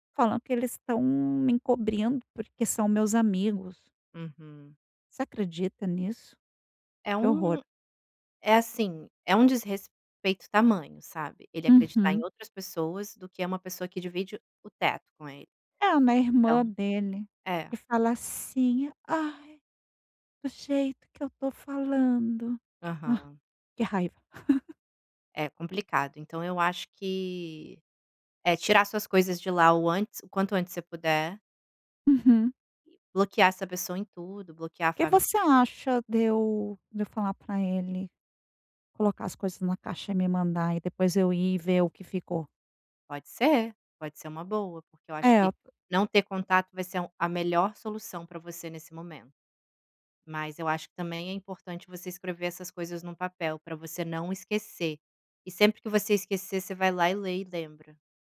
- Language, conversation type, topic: Portuguese, advice, Como posso lidar com um término recente e a dificuldade de aceitar a perda?
- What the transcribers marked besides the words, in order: put-on voice: "Ai, do jeito que eu estou falando"; other noise; chuckle; other background noise